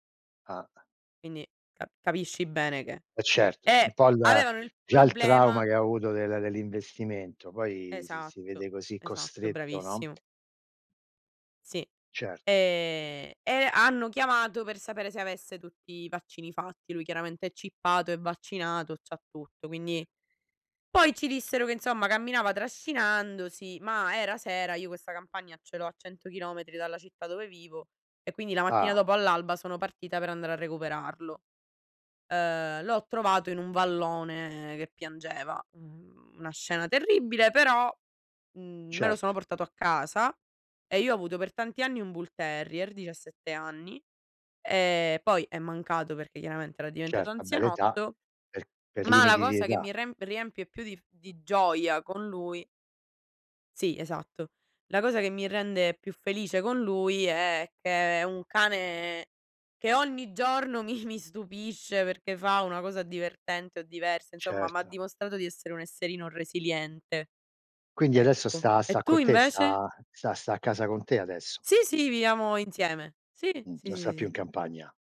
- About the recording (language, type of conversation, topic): Italian, unstructured, Qual è l’esperienza più felice che hai avuto con gli animali?
- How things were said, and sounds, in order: in English: "chippato"; "vabbè" said as "abbe"; "con" said as "co"